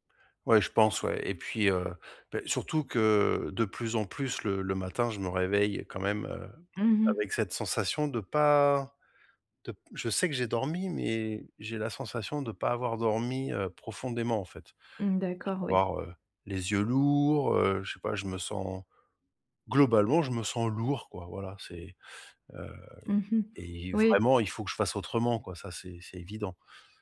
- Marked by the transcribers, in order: other noise; tapping
- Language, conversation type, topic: French, advice, Comment éviter que les écrans ne perturbent mon sommeil ?